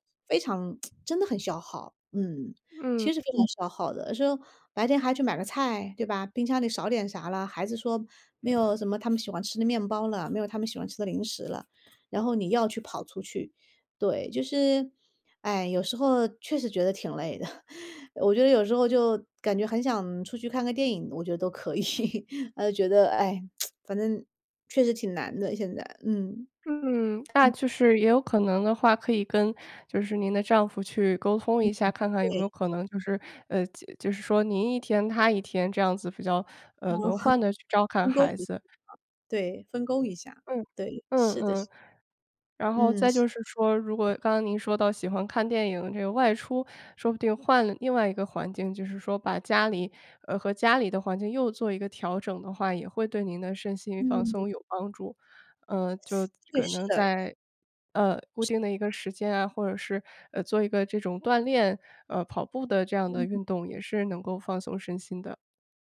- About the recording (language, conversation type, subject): Chinese, advice, 为什么我在家里很难放松休息？
- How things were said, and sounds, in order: tsk; other background noise; chuckle; laughing while speaking: "可以"; laugh; tsk; laugh; other noise